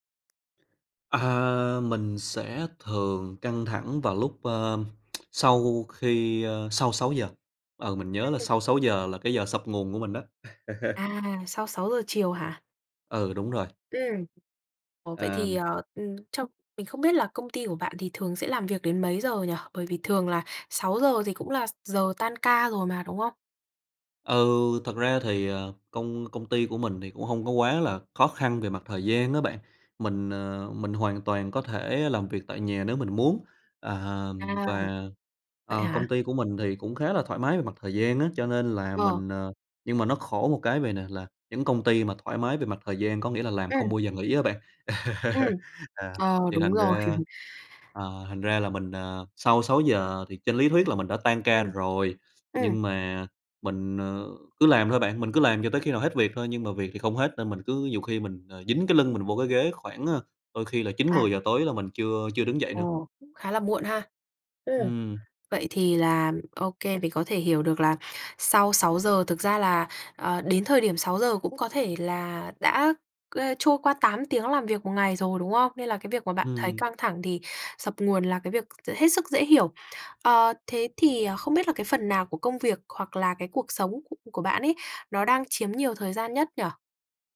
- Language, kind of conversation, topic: Vietnamese, advice, Bạn đang căng thẳng như thế nào vì thiếu thời gian, áp lực công việc và việc cân bằng giữa công việc với cuộc sống?
- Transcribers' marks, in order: other background noise; tsk; laugh; tapping; laugh; laugh